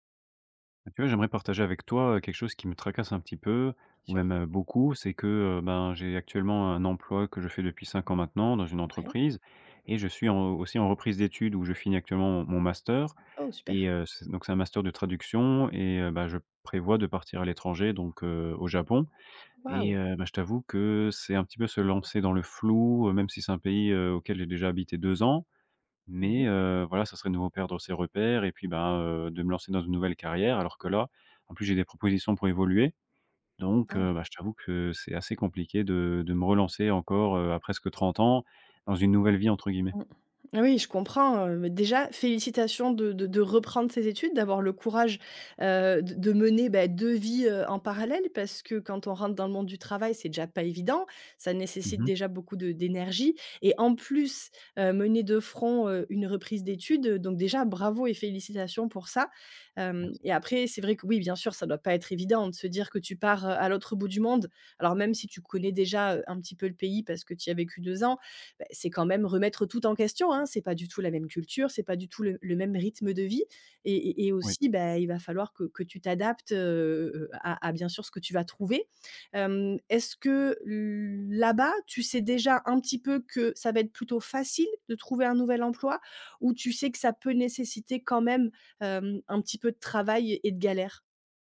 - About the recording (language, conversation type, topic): French, advice, Faut-il quitter un emploi stable pour saisir une nouvelle opportunité incertaine ?
- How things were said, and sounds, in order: drawn out: "là-bas"